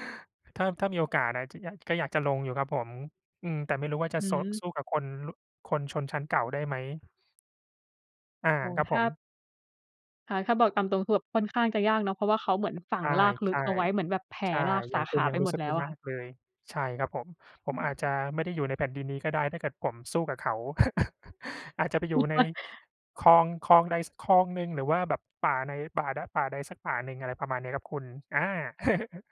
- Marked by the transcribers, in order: tapping; chuckle; chuckle
- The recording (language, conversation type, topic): Thai, unstructured, ถ้าคุณได้เลือกทำงานในฝัน คุณอยากทำงานอะไร?